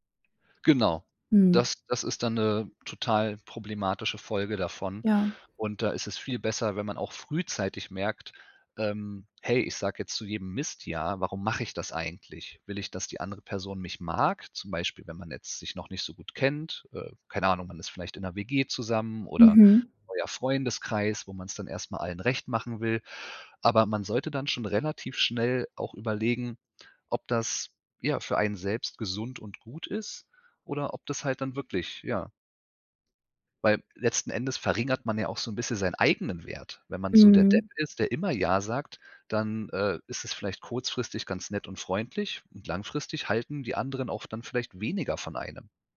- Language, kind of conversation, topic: German, podcast, Wie sagst du Nein, ohne die Stimmung zu zerstören?
- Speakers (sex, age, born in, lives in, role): female, 25-29, Germany, Germany, host; male, 35-39, Germany, Germany, guest
- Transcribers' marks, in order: none